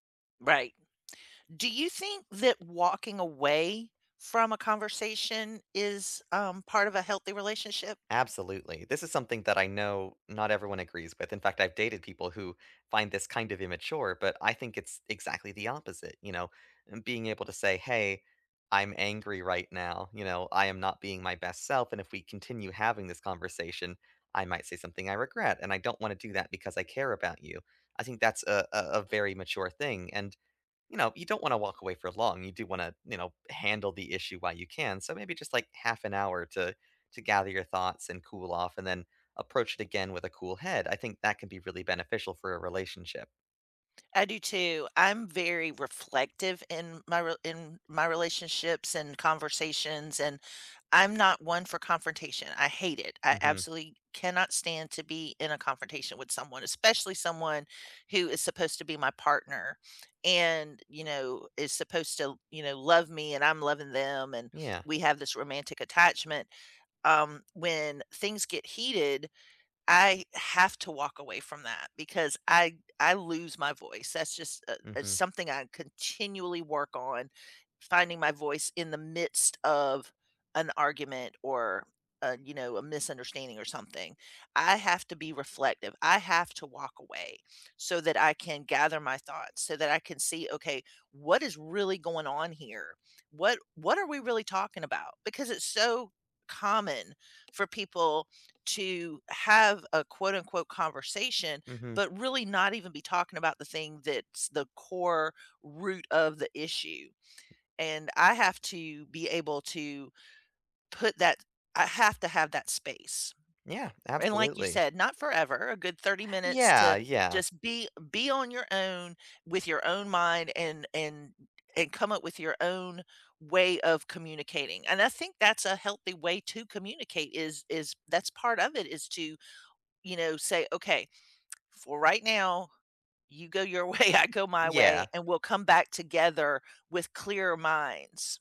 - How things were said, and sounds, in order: other background noise; tapping; laughing while speaking: "way"
- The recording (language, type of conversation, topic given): English, unstructured, What does a healthy relationship look like to you?